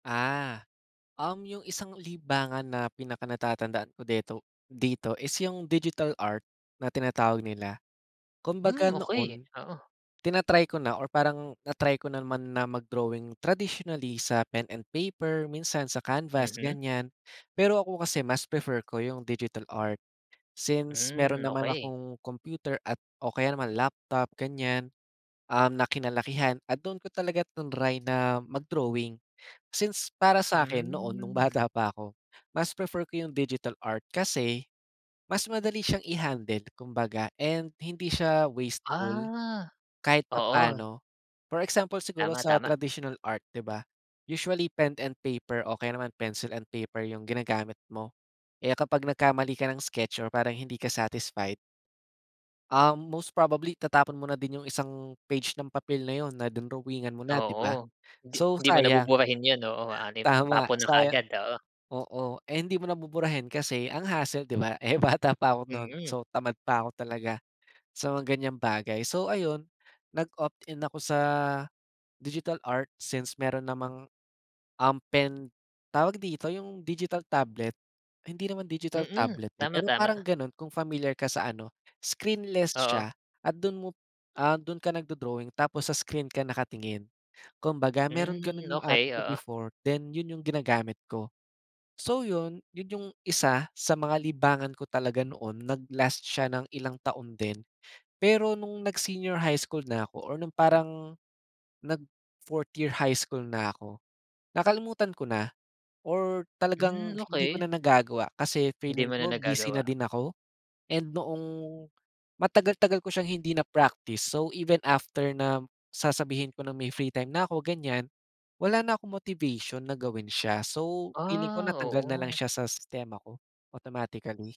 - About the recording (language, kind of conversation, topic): Filipino, podcast, Ano ang una mong gagawin para muling masimulan ang naiwang libangan?
- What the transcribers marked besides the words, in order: tapping; other background noise